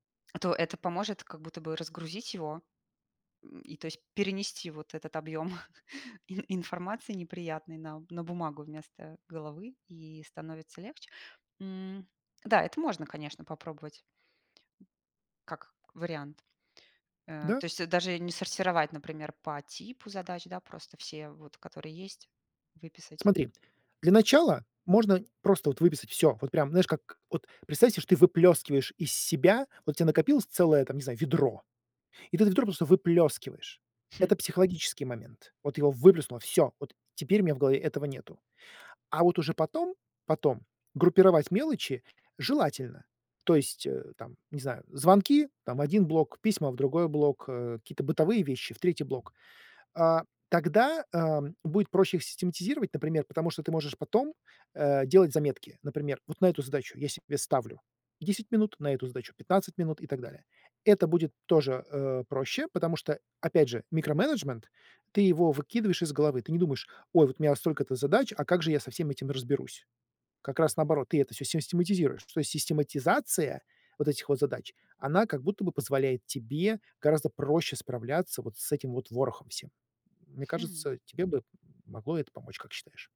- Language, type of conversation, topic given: Russian, advice, Как эффективно группировать множество мелких задач, чтобы не перегружаться?
- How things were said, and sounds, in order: chuckle; other noise; tapping